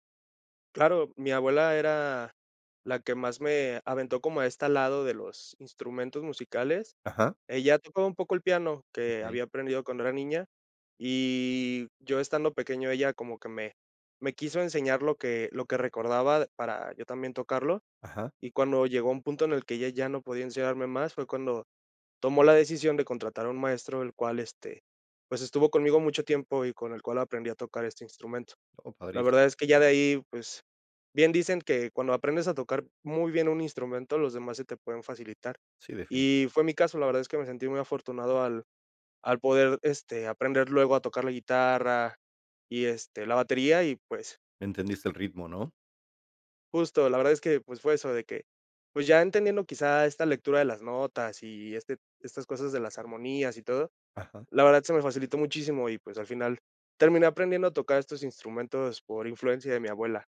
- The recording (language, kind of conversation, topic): Spanish, podcast, ¿Cómo influyó tu familia en tus gustos musicales?
- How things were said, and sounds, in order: none